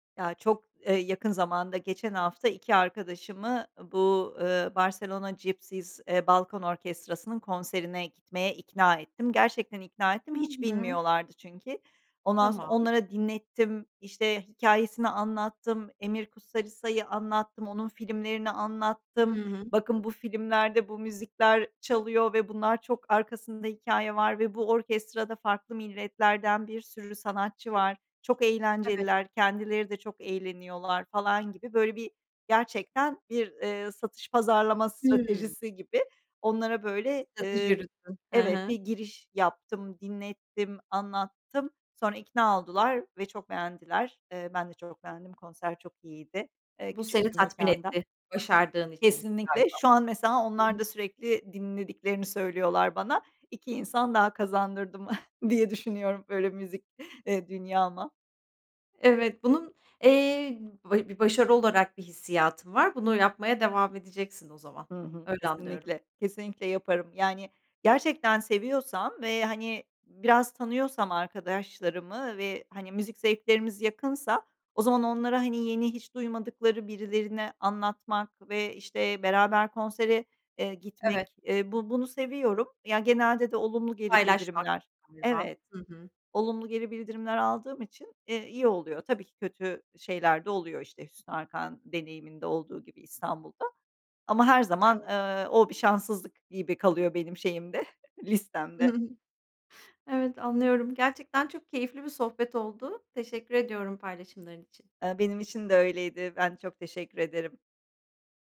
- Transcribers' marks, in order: "Gipsy" said as "Gipsys"; other background noise; tapping; unintelligible speech; chuckle; other noise; unintelligible speech; chuckle
- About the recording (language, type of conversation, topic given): Turkish, podcast, Canlı konserler senin için ne ifade eder?